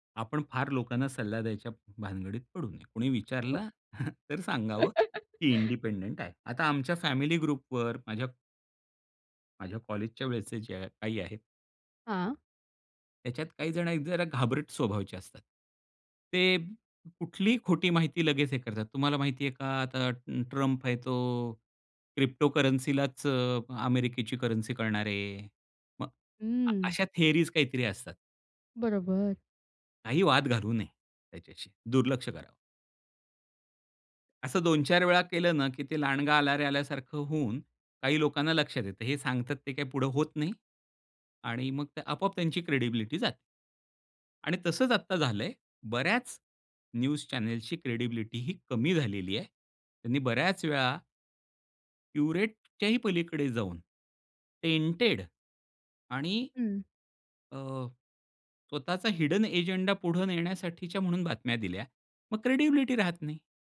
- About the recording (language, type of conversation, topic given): Marathi, podcast, निवडून सादर केलेल्या माहितीस आपण विश्वासार्ह कसे मानतो?
- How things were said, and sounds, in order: unintelligible speech; chuckle; laugh; in English: "इंडिपेंडेंट"; in English: "ग्रुपवर"; in English: "क्रिप्टोकरन्सीलाच"; in English: "करन्सी"; in English: "थिअरीज"; in English: "क्रेडिबिलिटी"; in English: "न्यूज चॅनेलची क्रेडिबिलिटी"; in English: "प्युरिटीच्याही"; in English: "टेंटेड"; in English: "हिडन अजेंडा"; in English: "क्रेडिबिलिटी"